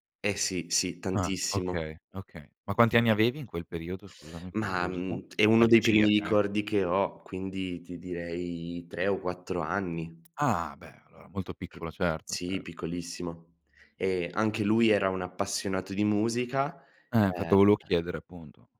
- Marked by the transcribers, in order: unintelligible speech; inhale; other background noise; "infatti" said as "nfatto"
- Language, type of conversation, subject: Italian, podcast, Come il tuo ambiente familiare ha influenzato il tuo gusto musicale?